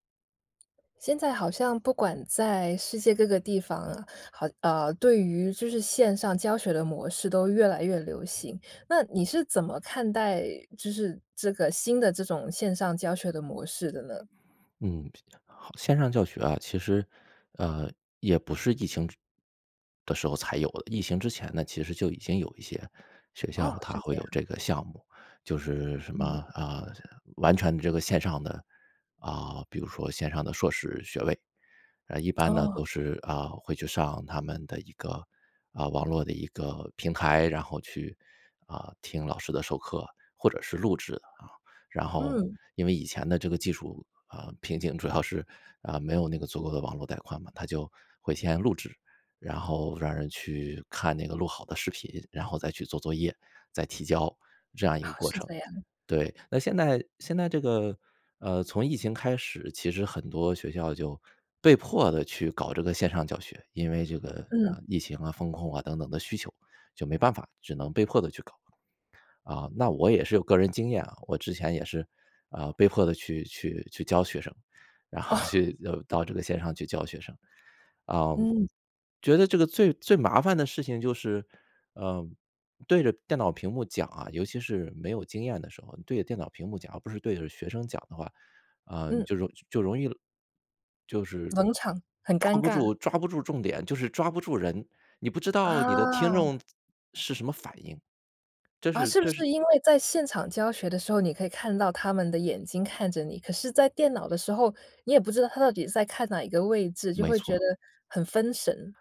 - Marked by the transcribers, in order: other background noise; other noise; laughing while speaking: "主要是"; laughing while speaking: "哦"; laughing while speaking: "然后去"
- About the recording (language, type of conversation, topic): Chinese, podcast, 你怎么看现在的线上教学模式？